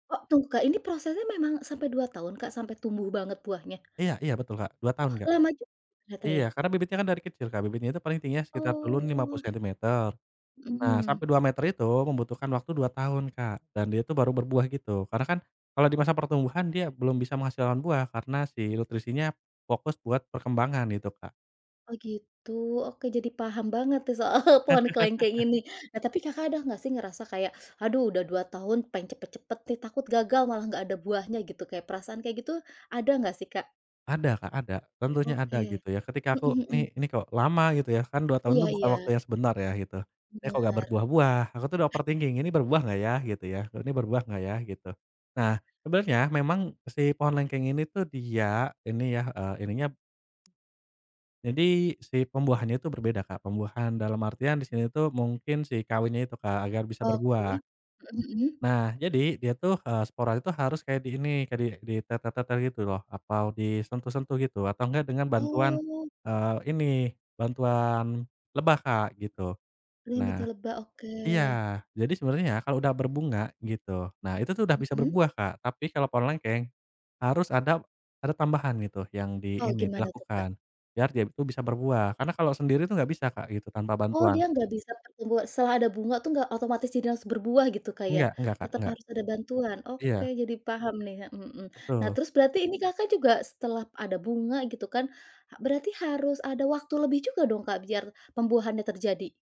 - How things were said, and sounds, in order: other background noise; laughing while speaking: "soal"; laugh; in English: "overthinking"; in Javanese: "ditetel-tetel"
- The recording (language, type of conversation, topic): Indonesian, podcast, Bagaimana cara memulai hobi baru tanpa takut gagal?